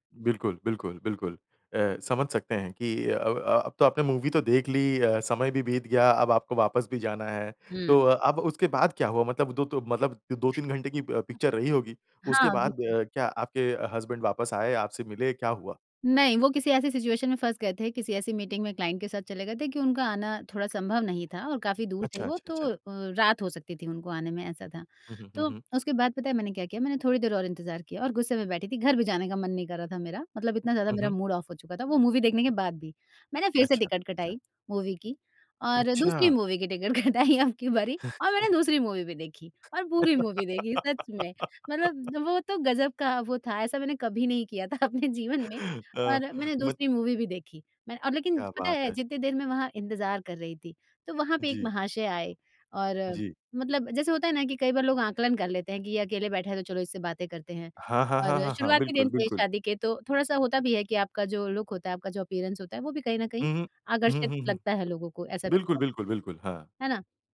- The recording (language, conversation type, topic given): Hindi, podcast, क्या आपको अकेले यात्रा के दौरान अचानक किसी की मदद मिलने का कोई अनुभव है?
- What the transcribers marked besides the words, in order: in English: "मूवी"; tapping; in English: "पिक्चर"; in English: "हसबैंड"; in English: "सिचुएशन"; in English: "क्लाइंट"; in English: "मूड ऑफ"; in English: "मूवी"; in English: "मूवी"; chuckle; in English: "मूवी"; laughing while speaking: "कटाई अबकी बारी"; laugh; in English: "मूवी"; in English: "मूवी"; chuckle; laughing while speaking: "अपने जीवन में"; in English: "मूवी"; in English: "लुक"; in English: "अपीयरेंस"